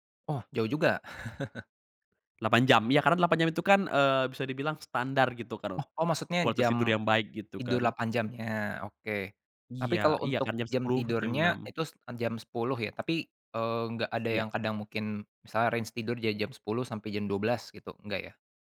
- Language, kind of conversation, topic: Indonesian, podcast, Bagaimana cara kamu menjaga kualitas tidur setiap malam?
- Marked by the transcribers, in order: chuckle; in English: "range"